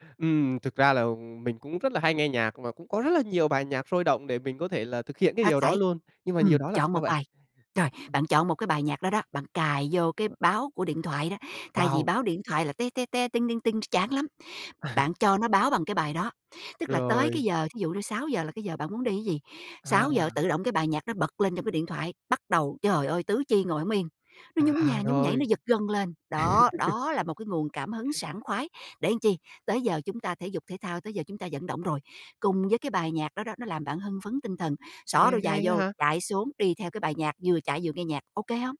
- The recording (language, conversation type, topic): Vietnamese, advice, Làm sao để khắc phục việc thiếu trách nhiệm khiến bạn không duy trì được thói quen mới?
- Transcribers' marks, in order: laugh; laugh; tapping; other background noise